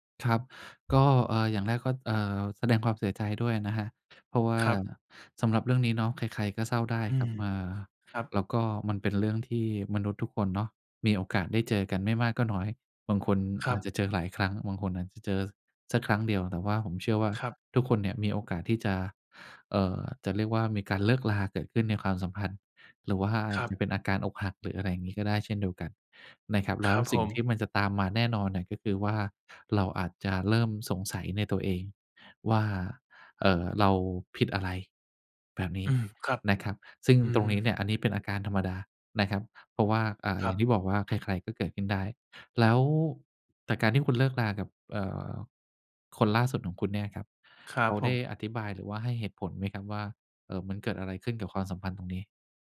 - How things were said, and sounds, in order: tapping
- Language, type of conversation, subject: Thai, advice, คำถามภาษาไทยเกี่ยวกับการค้นหาความหมายชีวิตหลังเลิกกับแฟน